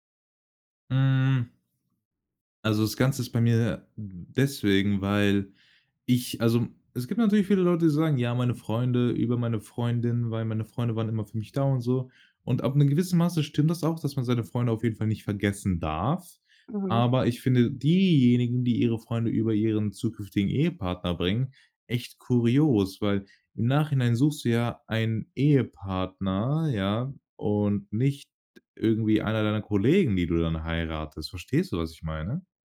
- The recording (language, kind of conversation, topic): German, podcast, Wie wichtig sind reale Treffen neben Online-Kontakten für dich?
- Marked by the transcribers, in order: stressed: "darf"